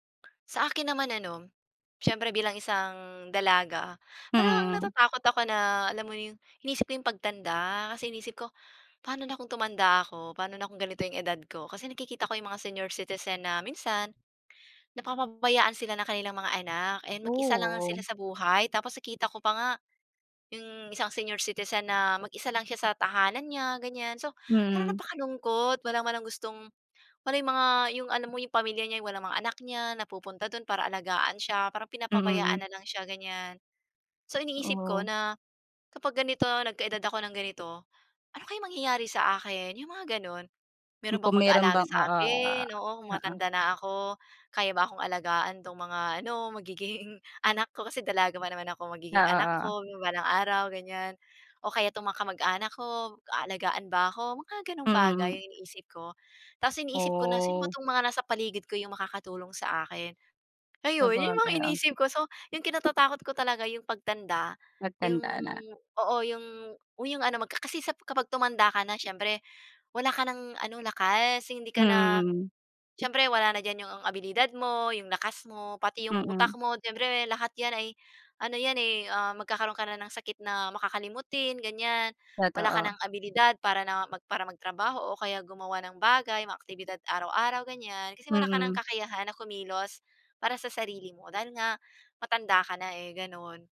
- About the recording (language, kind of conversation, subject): Filipino, unstructured, Ano ang pinakakinatatakutan mong mangyari sa kinabukasan mo?
- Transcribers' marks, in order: other background noise; laughing while speaking: "magiging anak"